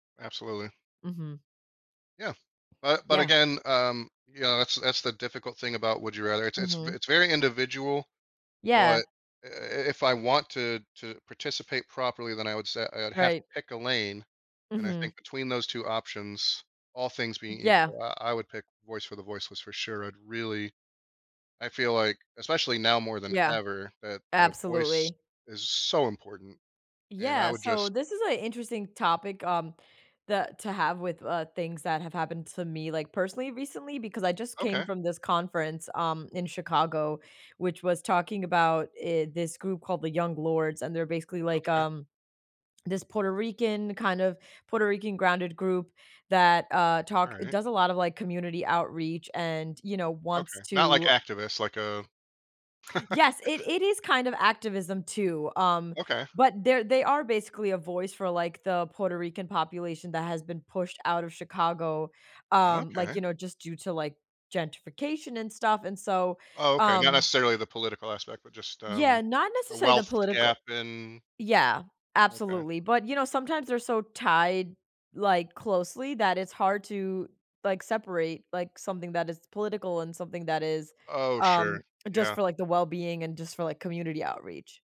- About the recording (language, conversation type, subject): English, unstructured, What responsibilities come with choosing whom to advocate for in society?
- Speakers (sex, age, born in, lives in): female, 30-34, United States, United States; male, 40-44, United States, United States
- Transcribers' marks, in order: stressed: "so"; laugh